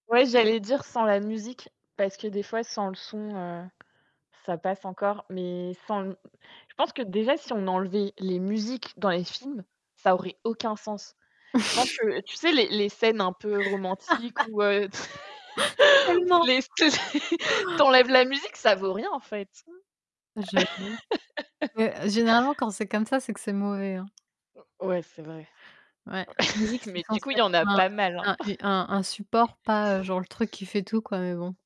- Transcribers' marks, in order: tapping; other background noise; stressed: "les musiques"; static; chuckle; stressed: "aucun"; laugh; chuckle; gasp; chuckle; unintelligible speech; other noise; distorted speech; chuckle; mechanical hum; chuckle; chuckle
- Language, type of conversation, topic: French, unstructured, Quelle musique te replonge toujours dans un souvenir précis ?